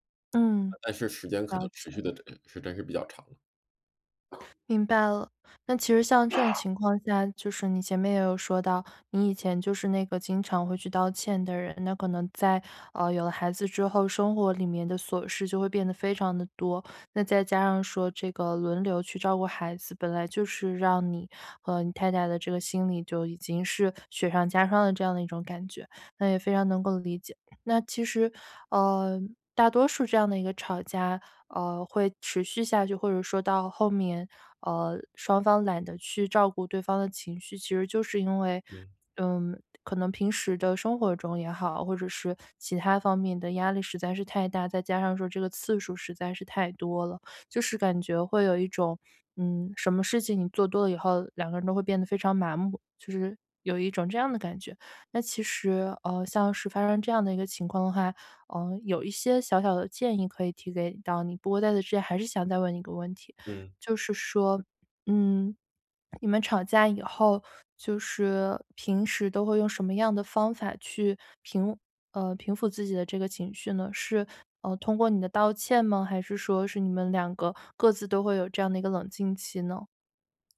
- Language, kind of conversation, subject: Chinese, advice, 在争吵中如何保持冷静并有效沟通？
- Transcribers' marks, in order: other background noise